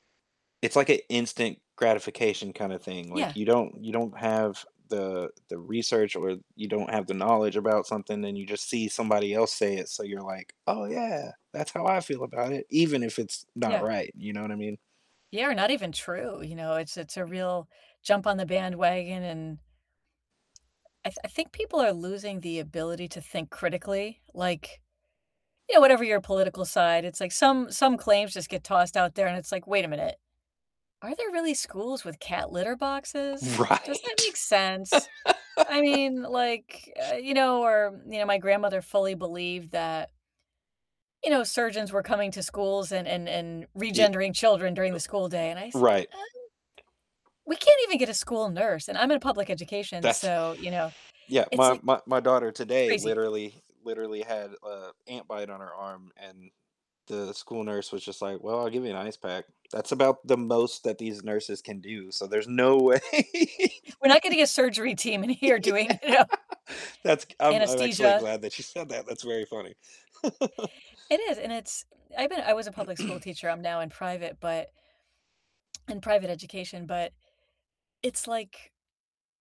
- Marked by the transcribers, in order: static; distorted speech; other background noise; tapping; laughing while speaking: "Right"; laugh; laughing while speaking: "way"; laugh; laughing while speaking: "yeah"; laughing while speaking: "here doing you know"; laugh; laugh; throat clearing
- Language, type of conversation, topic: English, unstructured, What invention do you think has had the biggest impact on daily life?
- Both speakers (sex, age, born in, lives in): female, 45-49, United States, United States; male, 35-39, United States, United States